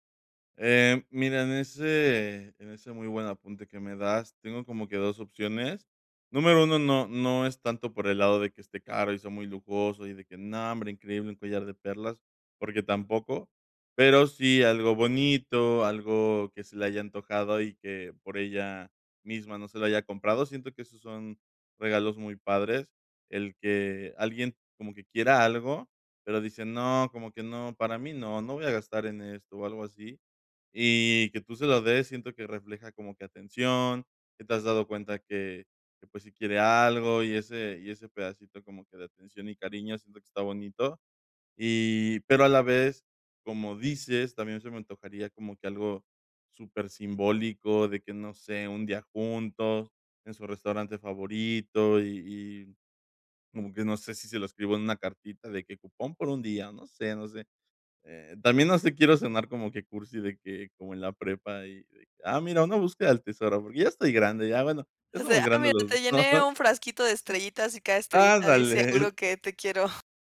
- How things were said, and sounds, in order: chuckle
- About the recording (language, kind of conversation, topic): Spanish, advice, ¿Cómo puedo encontrar un regalo con significado para alguien especial?